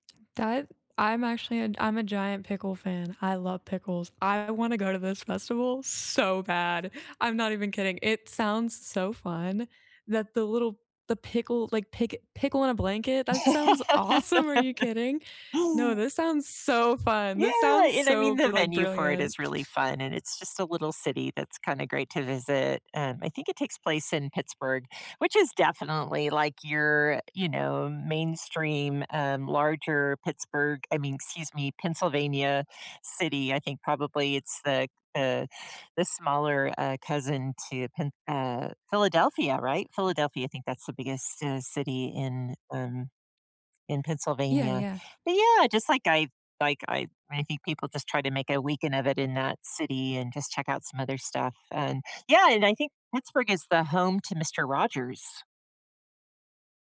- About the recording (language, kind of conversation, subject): English, unstructured, What’s a recent celebration or festival you enjoyed hearing about?
- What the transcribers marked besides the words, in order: laugh; other noise; other background noise